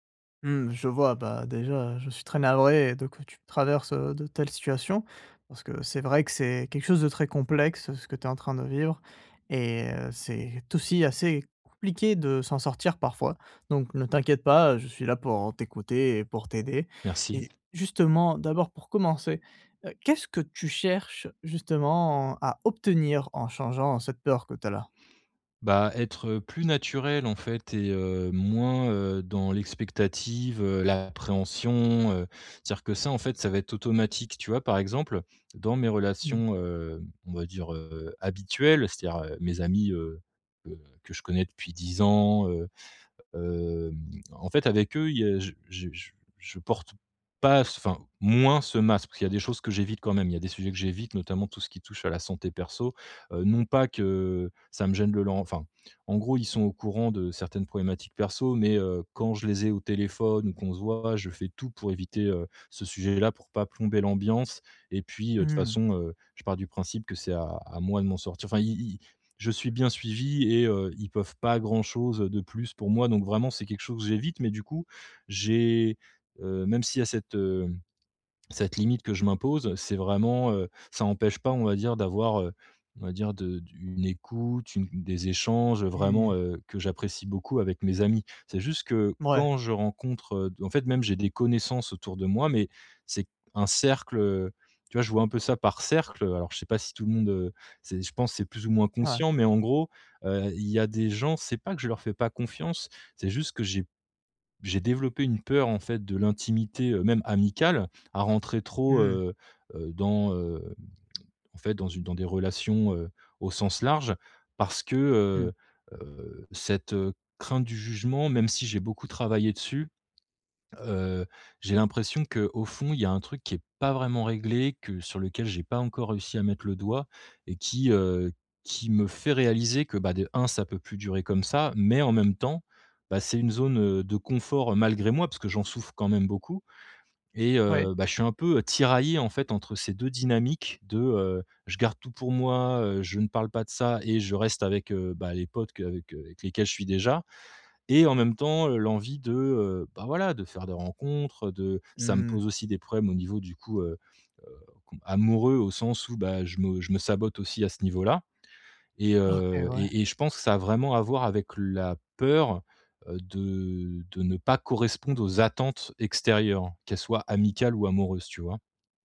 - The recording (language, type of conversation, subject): French, advice, Comment puis-je initier de nouvelles relations sans avoir peur d’être rejeté ?
- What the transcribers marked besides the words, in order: other background noise; stressed: "attentes extérieures"